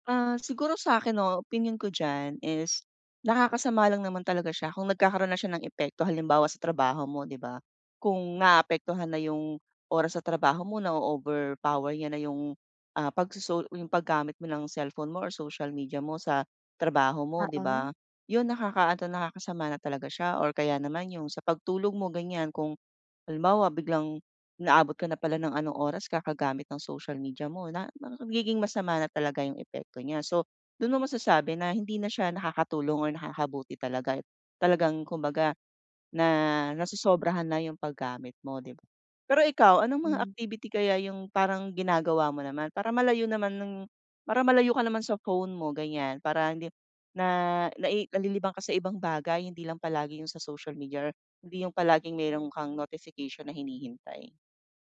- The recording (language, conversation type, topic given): Filipino, advice, Paano ka madaling naaabala ng mga abiso at ng panlipunang midya?
- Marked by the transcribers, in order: none